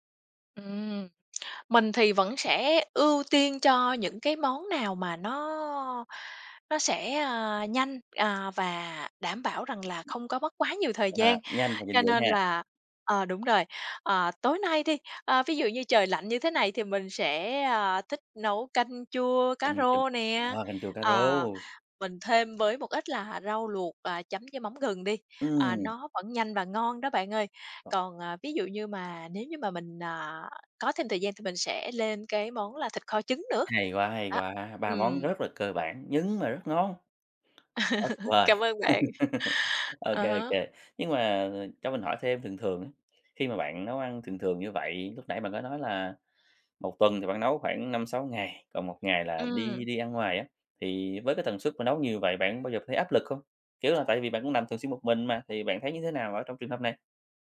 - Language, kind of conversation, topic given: Vietnamese, podcast, Bạn chuẩn bị bữa tối cho cả nhà như thế nào?
- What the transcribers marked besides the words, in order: other background noise; tapping; laugh